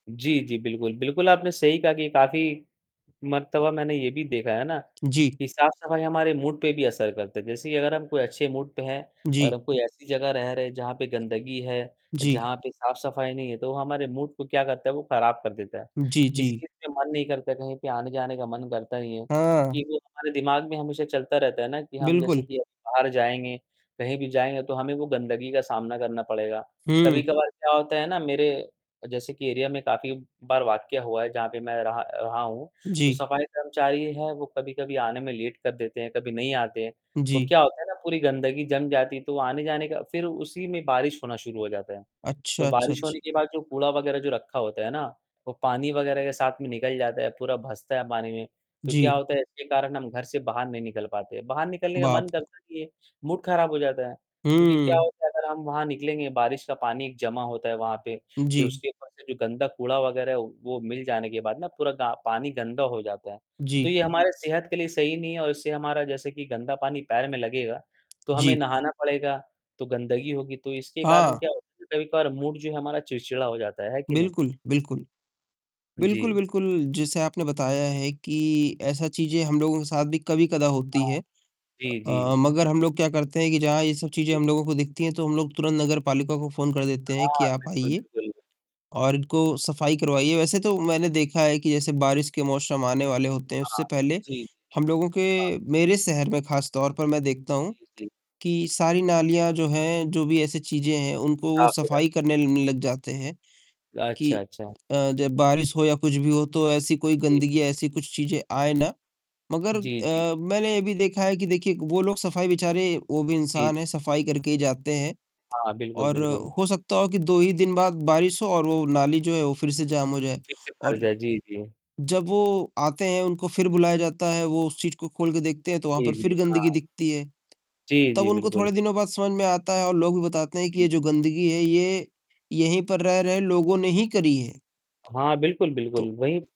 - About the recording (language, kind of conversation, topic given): Hindi, unstructured, क्या आपको गंदगी देखकर भीतर तक घबराहट होती है?
- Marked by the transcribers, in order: mechanical hum; distorted speech; in English: "मूड"; other background noise; in English: "मूड"; in English: "मूड"; in English: "एरिया"; in English: "लेट"; tapping; in English: "मूड"; in English: "मूड"; static